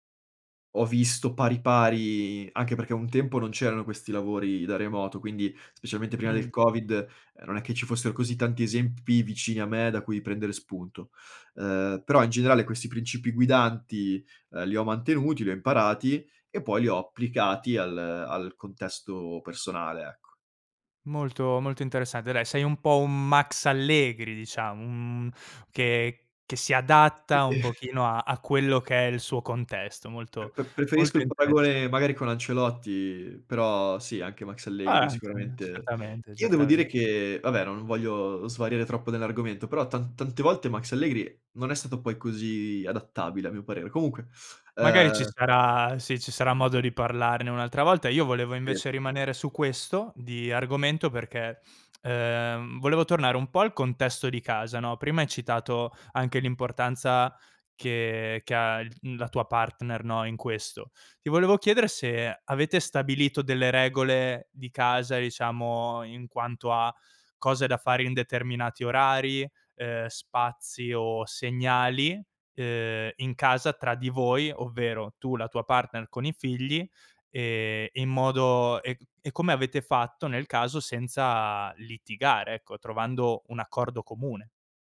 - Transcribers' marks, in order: chuckle; background speech; other background noise
- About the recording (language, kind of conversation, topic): Italian, podcast, Come riesci a mantenere dei confini chiari tra lavoro e figli?